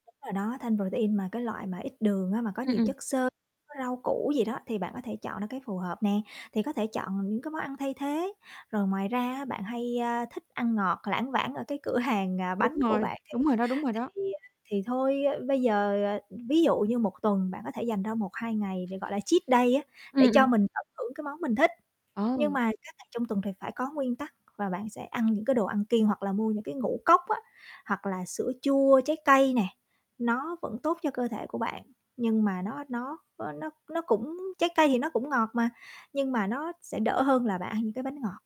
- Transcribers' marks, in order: distorted speech; tapping; other background noise; in English: "cheat day"
- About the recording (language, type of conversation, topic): Vietnamese, advice, Làm sao để giảm cơn thèm đồ ngọt vào ban đêm để không phá kế hoạch ăn kiêng?